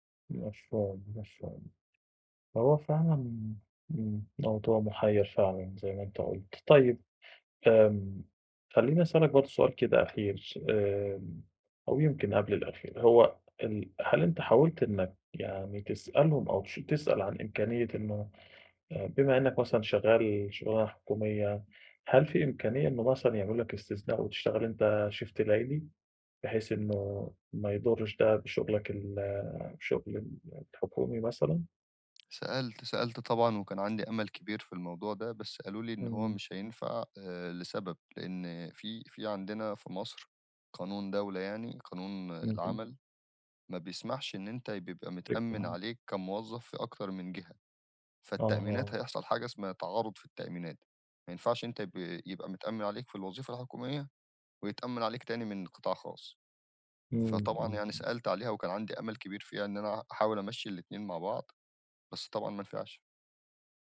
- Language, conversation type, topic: Arabic, advice, ازاي أوازن بين طموحي ومسؤولياتي دلوقتي عشان ما أندمش بعدين؟
- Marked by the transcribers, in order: tapping; in English: "shift"; unintelligible speech